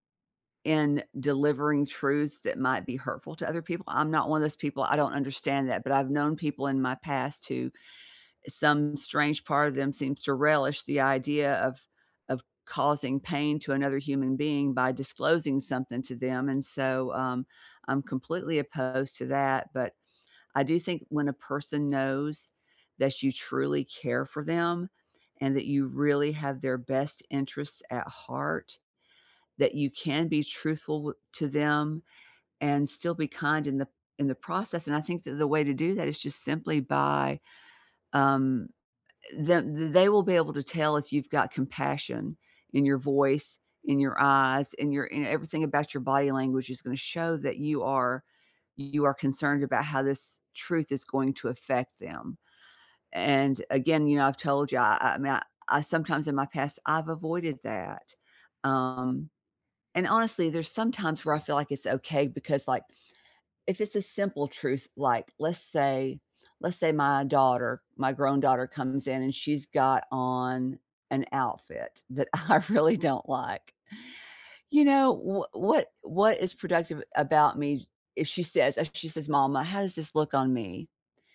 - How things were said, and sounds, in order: other background noise; laughing while speaking: "I really"
- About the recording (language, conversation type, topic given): English, unstructured, How do you feel about telling the truth when it hurts someone?